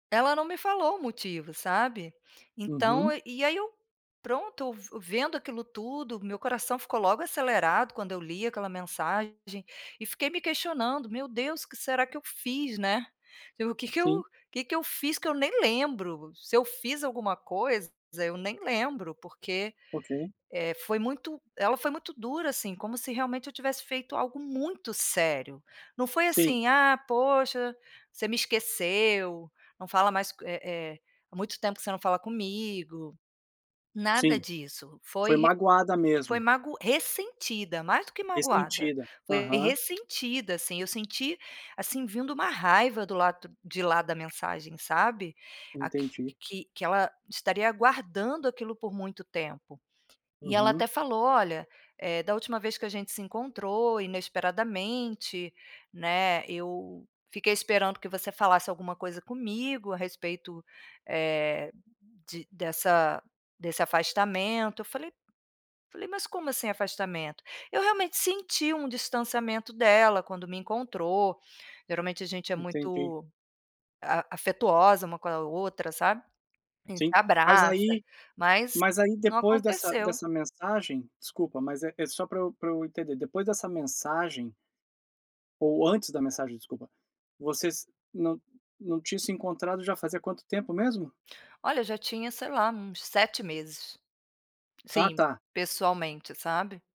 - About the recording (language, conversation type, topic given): Portuguese, advice, Como posso resolver um mal-entendido com um amigo com empatia, sem piorar a situação?
- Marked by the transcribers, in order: tapping; swallow